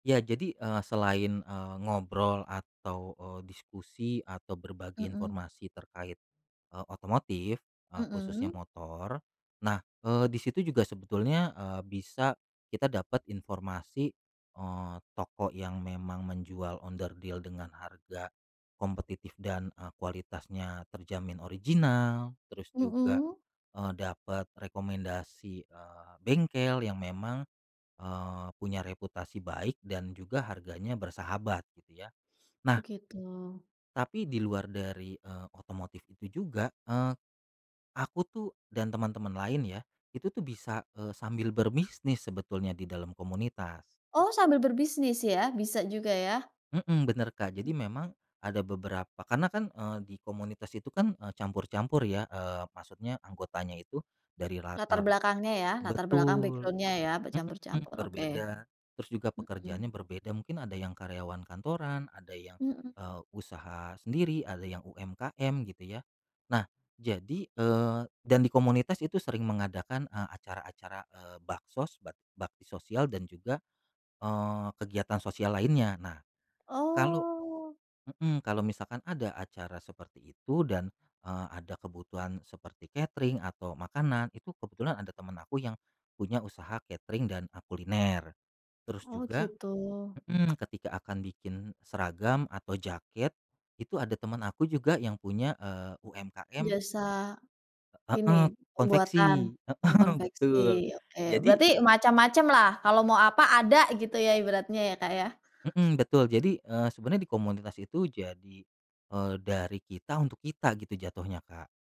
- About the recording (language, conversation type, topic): Indonesian, podcast, Bisakah kamu menceritakan pengalaman saat komunitasmu bersatu untuk mencapai tujuan bersama?
- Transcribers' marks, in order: other background noise; in English: "backgroundnya"; tapping; laughing while speaking: "heeh"